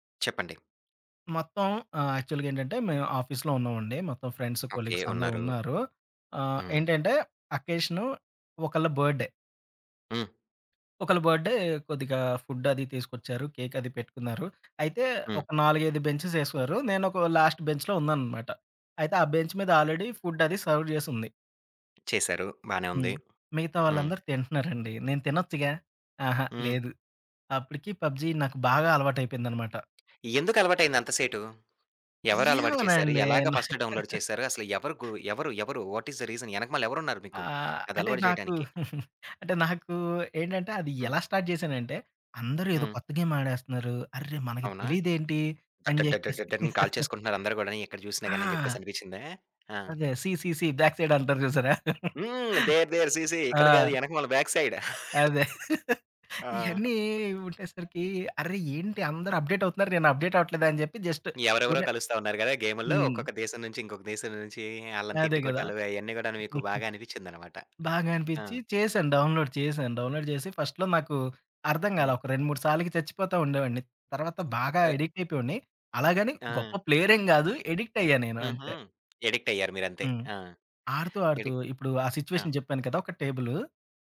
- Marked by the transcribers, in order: in English: "ఆఫీస్‌లో"; in English: "ఫ్రెండ్స్, కొలీగ్స్"; in English: "బర్త్‌డే"; in English: "బర్త్‌డే"; other background noise; in English: "బెంచెస్"; in English: "లాస్ట్ బెంచ్‌లో"; in English: "బెంచ్"; in English: "ఆల్రెడీ"; in English: "సర్వ్"; in English: "పబ్‌జీ"; tapping; in English: "డౌన్‌లోడ్"; laughing while speaking: "నాకు"; in English: "వాట్ ఐస్ ది రీజన్"; giggle; in English: "స్టార్ట్"; in English: "గేమ్"; other noise; chuckle; in English: "సీ సీ సీ బ్యాక్ సైడ్"; laugh; in English: "దేర్ దేర్ సీ సీ"; chuckle; in English: "బ్యాక్ సైడ్"; giggle; in English: "అప్‌డేట్"; in English: "జస్ట్"; chuckle; in English: "డౌన్‌లోడ్"; in English: "డౌన్‌లోడ్"; in English: "ఫస్ట్‌లో"; in English: "ఎడిక్ట్"; in English: "సిట్యుయేషన్"
- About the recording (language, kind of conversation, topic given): Telugu, podcast, కల్పిత ప్రపంచాల్లో ఉండటం మీకు ఆకర్షణగా ఉందా?